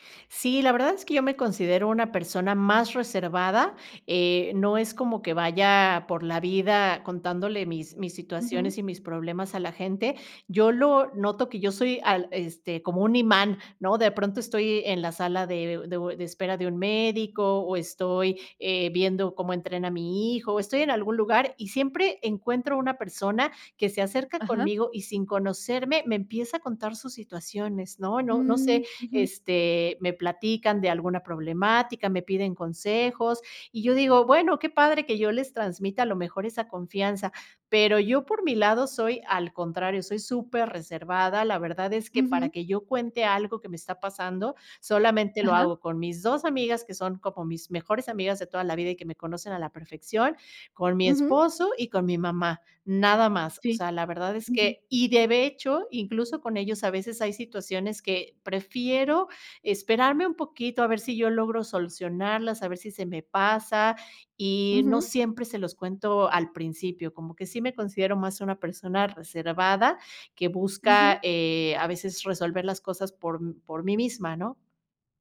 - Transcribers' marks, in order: none
- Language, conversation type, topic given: Spanish, podcast, ¿Qué rol juegan tus amigos y tu familia en tu tranquilidad?